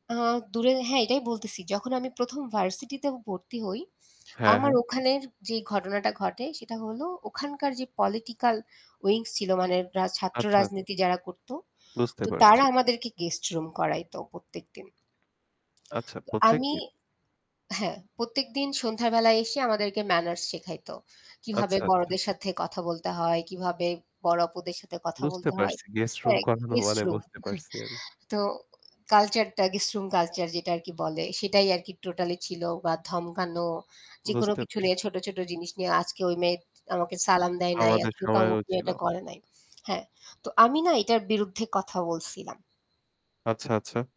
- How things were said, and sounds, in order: static; in English: "পলিটিক্যাল উইংস"; chuckle
- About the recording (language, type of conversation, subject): Bengali, unstructured, আপনি কীভাবে অন্যদের প্রতি শ্রদ্ধা দেখান?